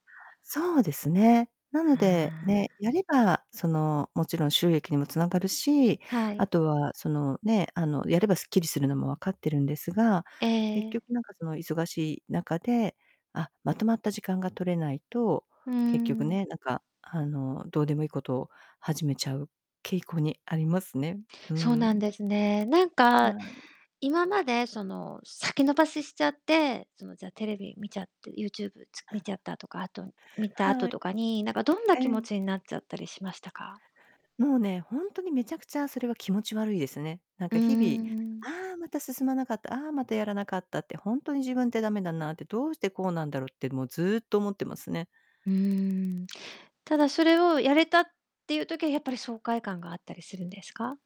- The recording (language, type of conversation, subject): Japanese, advice, 完璧主義が原因で不安になり、行動を先延ばしにしてしまうのはなぜですか？
- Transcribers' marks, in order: distorted speech; chuckle